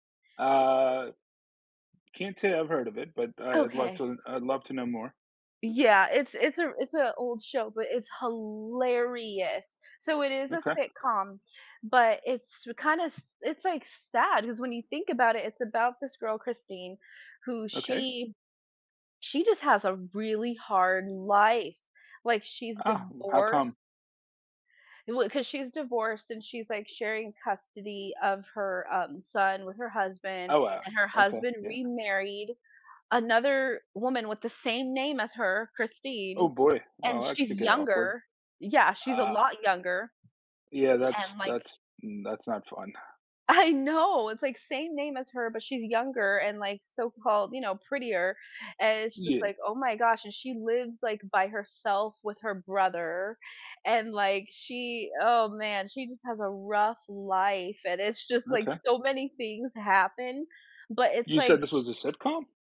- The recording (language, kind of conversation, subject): English, unstructured, How can a TV show change your perspective on life or the world?
- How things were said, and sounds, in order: stressed: "hilarious"; other background noise; laughing while speaking: "I"